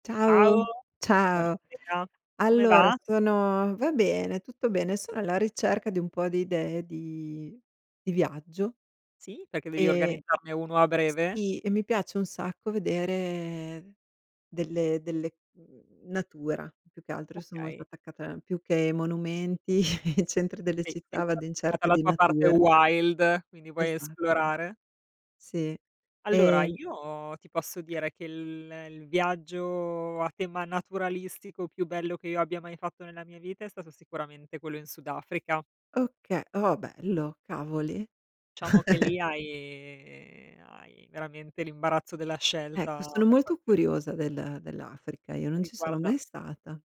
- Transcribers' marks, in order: drawn out: "vedere"; chuckle; unintelligible speech; in English: "wild"; "Okay" said as "ocche"; "Diciamo" said as "ciamo"; chuckle; drawn out: "hai"
- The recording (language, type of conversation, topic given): Italian, unstructured, Hai mai visto un fenomeno naturale che ti ha stupito?